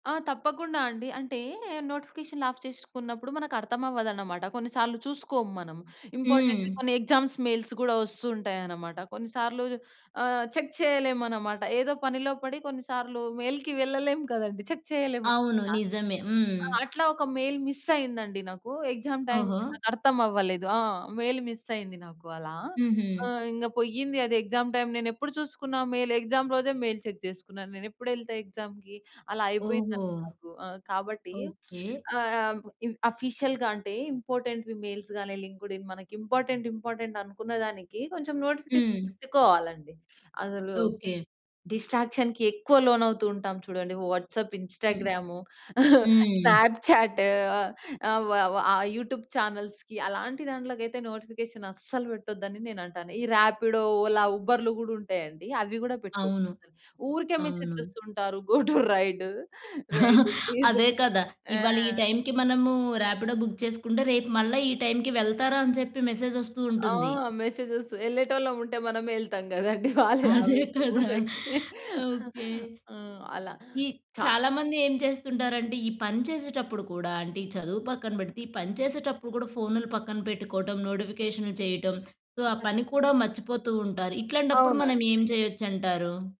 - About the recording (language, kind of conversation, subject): Telugu, podcast, నోటిఫికేషన్‌లను తగ్గించిన తర్వాత మీ ఏకాగ్రత ఎలా మారింది?
- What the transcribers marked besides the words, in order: in English: "ఆఫ్"; in English: "ఇంపార్టెంట్‌వి"; in English: "ఎగ్జామ్స్ మెయిల్స్"; in English: "చెక్"; in English: "మెయిల్‌కి"; in English: "చెక్"; in English: "మెయిల్"; in English: "ఎగ్సామ్ టైమ్"; in English: "మెయిల్ మిస్"; in English: "ఎగ్సామ్ టైమ్"; in English: "మెయిల్? ఎగ్సామ్"; in English: "మెయిల్ చెక్"; in English: "ఎగ్జామ్‌కి?"; lip smack; in English: "ఆఫీషియల్‌గా"; in English: "ఇంపార్టెంట్‌వి మెయిల్స్"; in English: "ఇంపార్టెంట్ ఇంపార్టెంట్"; in English: "నోటిఫికేషన్"; in English: "డిస్ట్రాక్షన్‌కి"; in English: "వాట్సాప్"; chuckle; in English: "స్నాప్‌చాట్"; in English: "యూట్యూబ్ చానెల్స్‌కి"; in English: "నోటిఫికేషన్"; in English: "మెసేజ్"; chuckle; laughing while speaking: "గో టూ రైడ్. రైడ్ ప్లీజ్"; in English: "గో టూ రైడ్. రైడ్ ప్లీజ్"; in English: "ర్యాపిడో బుక్"; in English: "మెసేజెస్"; laughing while speaking: "యెళ్ళేటోళ్ళం ఉంటే మనమే యెళ్తాం గదండీ! వాళ్ళే అవును, వూర్లోకి"; laughing while speaking: "అదే కదా!"; in English: "సో"; other background noise